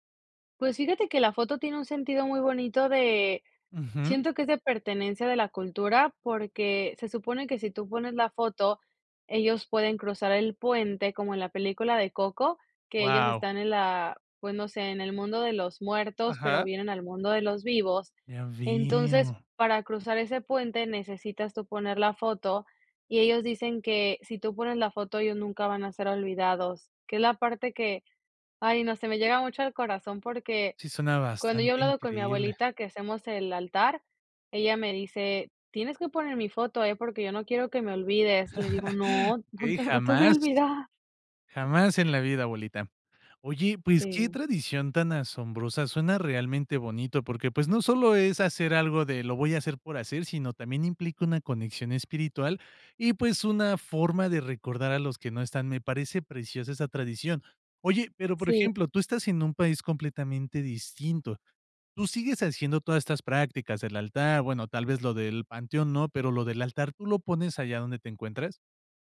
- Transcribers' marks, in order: chuckle
- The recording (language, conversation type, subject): Spanish, podcast, ¿Cómo intentas transmitir tus raíces a la próxima generación?